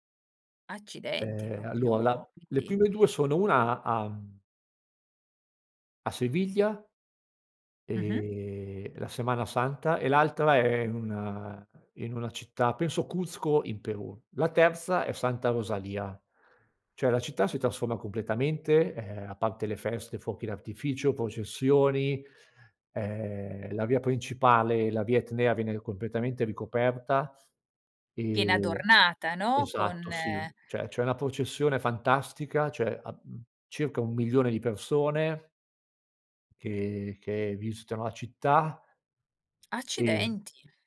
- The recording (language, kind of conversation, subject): Italian, podcast, Quale città italiana ti sembra la più ispiratrice per lo stile?
- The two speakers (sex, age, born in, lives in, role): female, 45-49, Italy, Italy, host; male, 50-54, Italy, Italy, guest
- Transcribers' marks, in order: "proprio" said as "propio"; in Spanish: "Semana Santa"